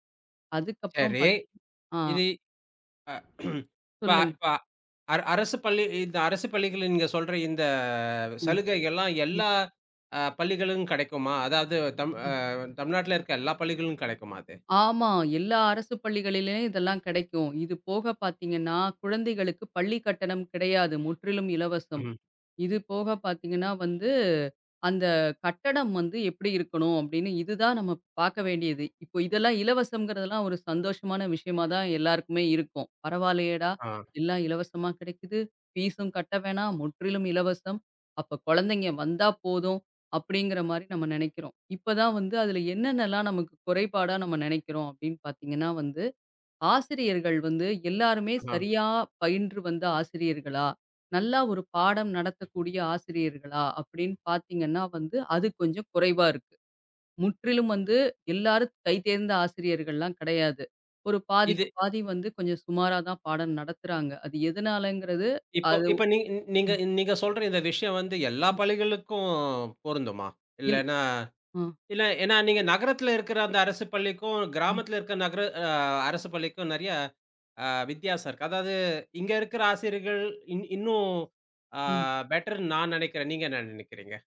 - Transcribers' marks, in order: throat clearing; drawn out: "இந்தச்"; drawn out: "அ"; in English: "பெட்டர்ன்னு"
- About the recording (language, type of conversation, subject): Tamil, podcast, அரசுப் பள்ளியா, தனியார் பள்ளியா—உங்கள் கருத்து என்ன?